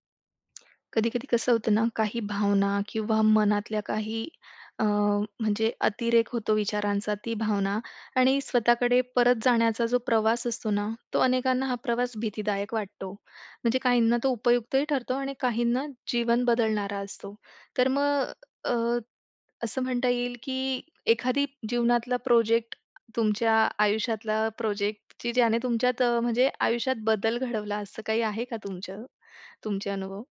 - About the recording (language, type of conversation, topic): Marathi, podcast, या उपक्रमामुळे तुमच्या आयुष्यात नेमका काय बदल झाला?
- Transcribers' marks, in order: tapping